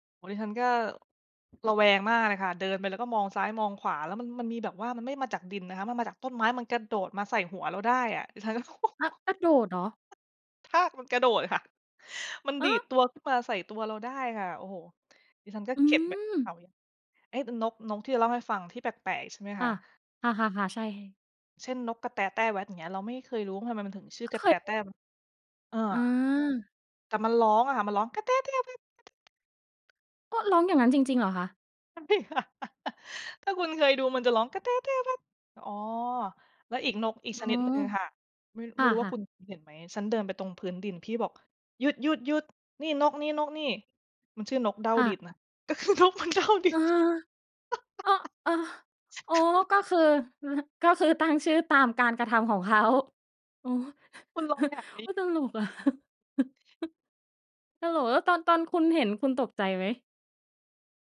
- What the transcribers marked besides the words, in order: tapping; other background noise; chuckle; background speech; other noise; unintelligible speech; laugh; chuckle; laughing while speaking: "ก็คือนกมันเด้าดิน"; chuckle; laugh; laughing while speaking: "เขา"; chuckle
- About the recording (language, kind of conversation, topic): Thai, podcast, เล่าเหตุผลที่ทำให้คุณรักธรรมชาติได้ไหม?